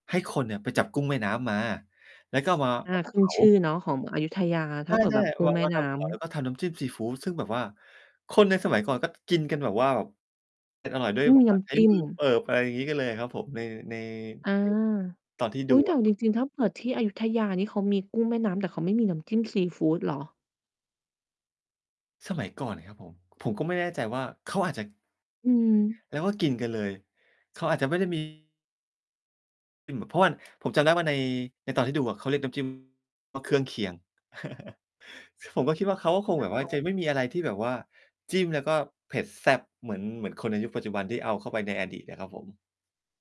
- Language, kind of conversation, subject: Thai, podcast, อะไรคือเหตุผลที่ทำให้ภาพยนตร์ฮิตเรื่องหนึ่งกลายเป็นกระแสในสังคมได้?
- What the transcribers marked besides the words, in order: distorted speech; "ว่า" said as "วั่น"; chuckle; stressed: "แซ่บ"